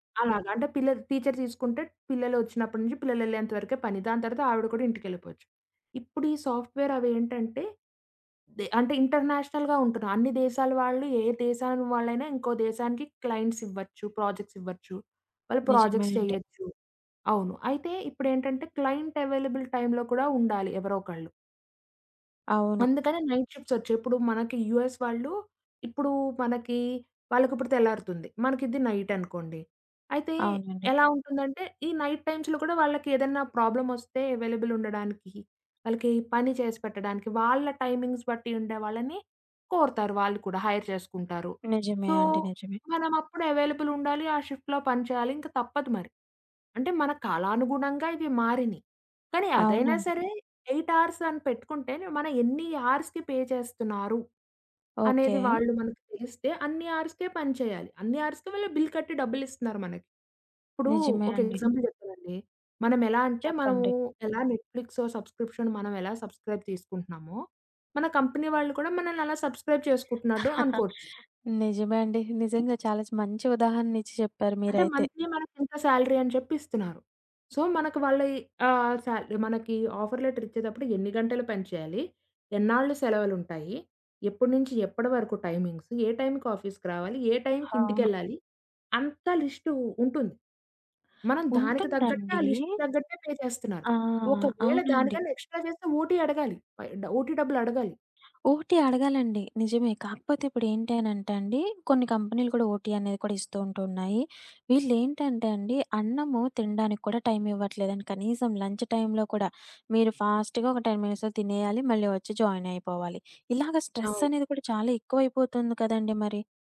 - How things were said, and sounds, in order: in English: "సాఫ్ట్‌వేర్"; in English: "ఇంటర్నేషనల్‌గా"; in English: "క్లయింట్స్"; in English: "ప్రాజెక్ట్స్"; in English: "ప్రాజెక్ట్స్"; in English: "క్లయింట్ అవైలబుల్ టైమ్‌లో"; in English: "నైట్ షిఫ్ట్స్"; in English: "నైట్"; in English: "నైట్ టైమ్స్‌లో"; in English: "ప్రాబ్లమ్"; in English: "ఎవైలబుల్"; in English: "టైమింగ్స్"; in English: "హైర్"; other background noise; in English: "సో"; in English: "ఎవైలబుల్"; tapping; in English: "షిఫ్ట్‌లో"; in English: "ఎయిట్ ఆర్స్"; in English: "ఆర్స్‌కి పే"; in English: "ఆర్స్‌కే"; in English: "ఆర్స్‌కే"; in English: "బిల్"; in English: "ఎగ్జాంపుల్"; in English: "నెట్‌ఫ్లిక్స్ సబ్స్‌క్రిప్షన్"; in English: "సబ్స్‌క్రైబ్"; in English: "సబ్స్‌క్రైబ్"; chuckle; in English: "మంత్లీ"; in English: "సాలరీ"; in English: "సో"; in English: "ఆఫర్ లెటర్"; in English: "టైమింగ్స్?"; in English: "లిస్టు"; in English: "లిస్ట్‌కి"; in English: "పే"; in English: "ఎక్స్‌స్ట్రా"; in English: "ఓటీ"; in English: "ఓటీ"; in English: "ఓటీ"; in English: "ఓటీ"; in English: "లంచ్"; in English: "ఫాస్ట్‌గా"; in English: "టెన్ మినిట్స్‌లో"; in English: "జాయిన్"; in English: "స్ట్రెస్"
- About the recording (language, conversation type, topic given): Telugu, podcast, ఆఫీస్ సమయం ముగిసాక కూడా పని కొనసాగకుండా మీరు ఎలా చూసుకుంటారు?